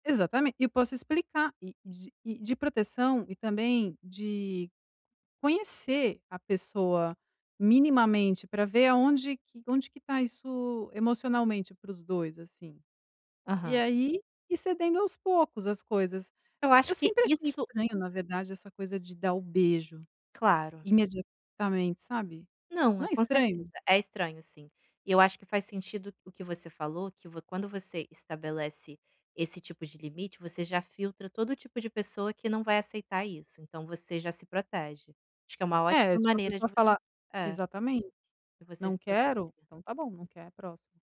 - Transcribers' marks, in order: none
- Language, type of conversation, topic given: Portuguese, advice, Como posso estabelecer limites e proteger meu coração ao começar a namorar de novo?